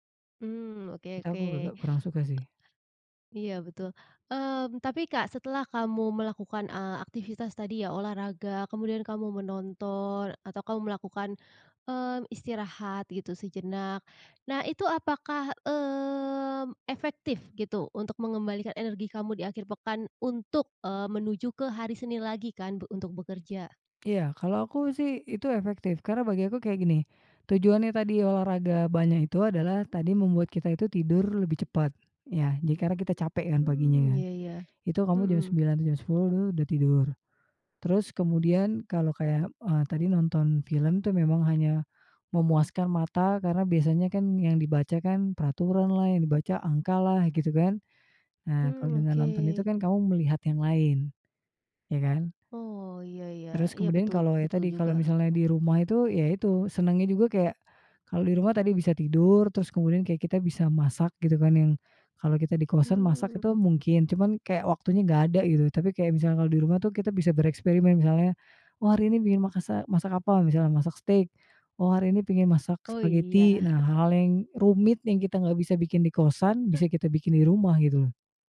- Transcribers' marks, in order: tapping; chuckle; chuckle
- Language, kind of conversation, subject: Indonesian, podcast, Bagaimana kamu memanfaatkan akhir pekan untuk memulihkan energi?